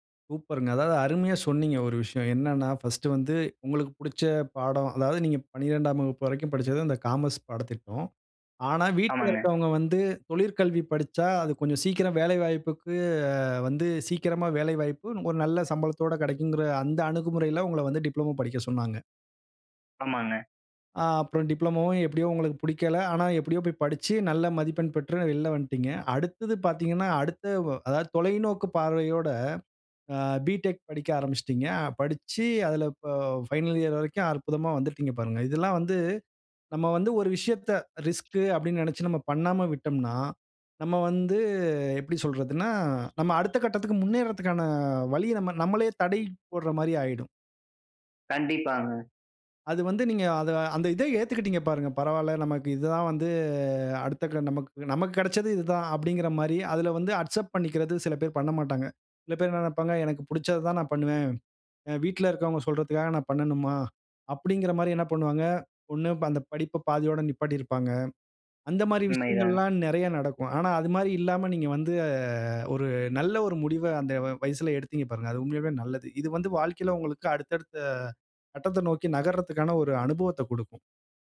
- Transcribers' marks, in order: other background noise; in English: "B.Tech"; in English: "பைனல் இயர்"; other noise; horn; drawn out: "வந்து"
- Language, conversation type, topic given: Tamil, podcast, ஆபத்தை எவ்வளவு ஏற்க வேண்டும் என்று நீங்கள் எப்படி தீர்மானிப்பீர்கள்?